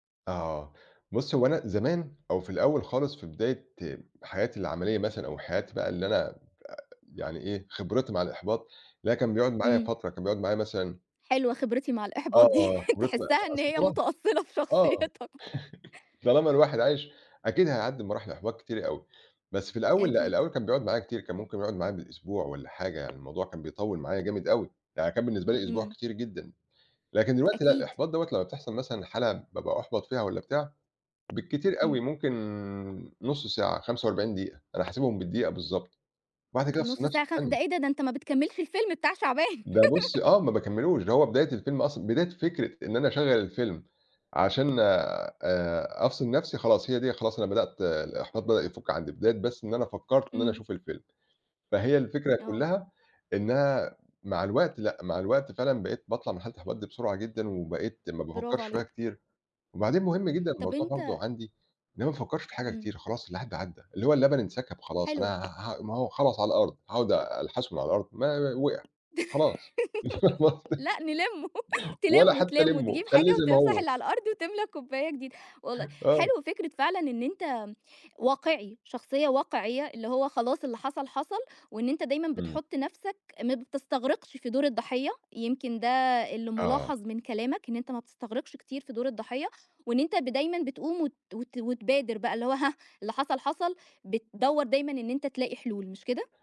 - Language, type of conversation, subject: Arabic, podcast, إيه اللي بيحفّزك تكمّل لما تحس بالإحباط؟
- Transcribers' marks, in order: laughing while speaking: "دي، تحسّها إن هي متأصّلة في شخصيتك"; tapping; chuckle; laugh; other background noise; laugh; giggle; laughing while speaking: "لأ نلّمه، تلّمه، تلّمه تجيب … وتملى كوباية جديدة"; laugh